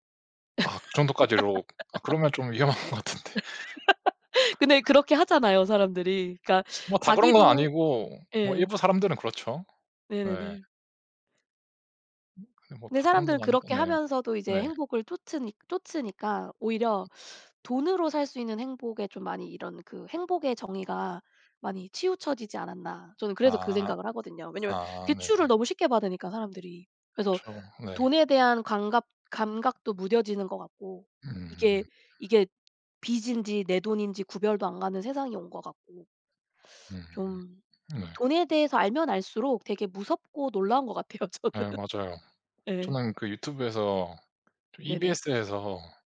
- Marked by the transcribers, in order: laugh; tapping; laughing while speaking: "위험한 것 같은데"; other background noise; teeth sucking; laughing while speaking: "저는"
- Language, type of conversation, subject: Korean, unstructured, 돈에 관해 가장 놀라운 사실은 무엇인가요?